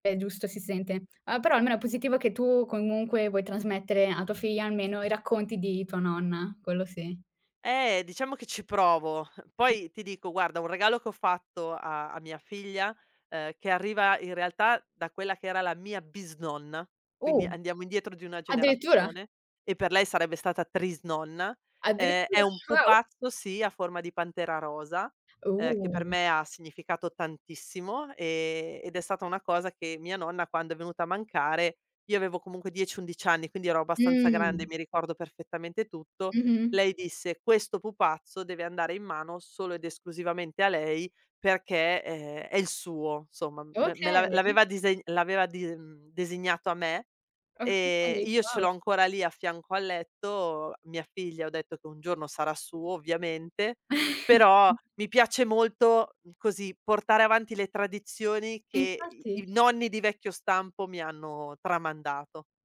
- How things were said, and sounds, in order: other noise; other background noise; unintelligible speech; chuckle
- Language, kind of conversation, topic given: Italian, podcast, Qual è il ruolo dei nonni nella tua famiglia?
- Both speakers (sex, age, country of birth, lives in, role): female, 18-19, Romania, Italy, host; female, 40-44, Italy, Italy, guest